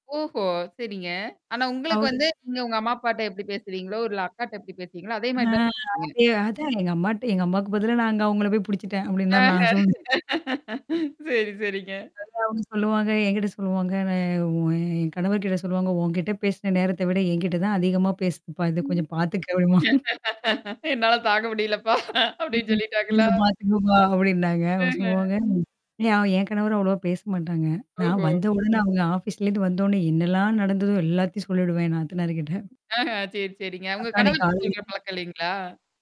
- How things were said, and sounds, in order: distorted speech; static; laughing while speaking: "ஆஹ, சரி, சரிங்க"; other background noise; laughing while speaking: "என்னால தாங்க முடியலப்பா! அப்டின்னு சொல்லிட்டாங்களா?"; laughing while speaking: "அப்டிம்பாங்க"; laughing while speaking: "அப்டின்னாங்க"; laughing while speaking: "ம்ஹ்ம்"; tapping; unintelligible speech
- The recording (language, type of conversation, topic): Tamil, podcast, உங்கள் துணையின் குடும்பத்துடன் உள்ள உறவுகளை நீங்கள் எவ்வாறு நிர்வகிப்பீர்கள்?